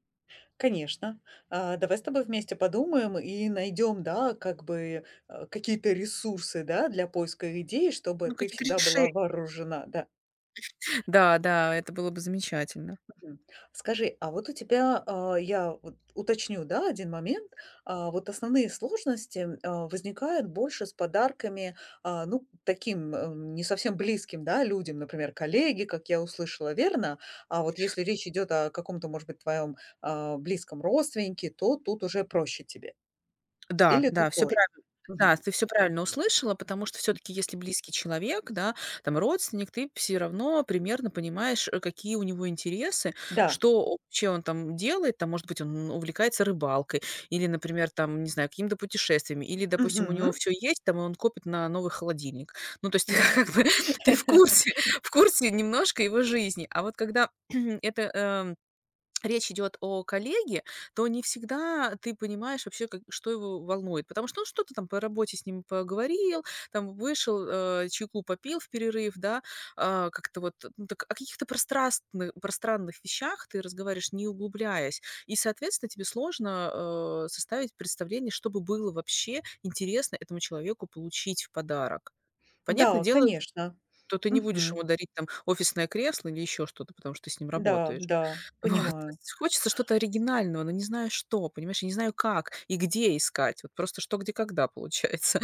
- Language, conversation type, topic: Russian, advice, Где искать идеи для оригинального подарка другу и на что ориентироваться при выборе?
- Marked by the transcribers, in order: tapping; chuckle; other background noise; "вообще" said as "обще"; laugh; laughing while speaking: "ты, как бы, ты в курсе в курсе немножко"; throat clearing; exhale; laughing while speaking: "Получается"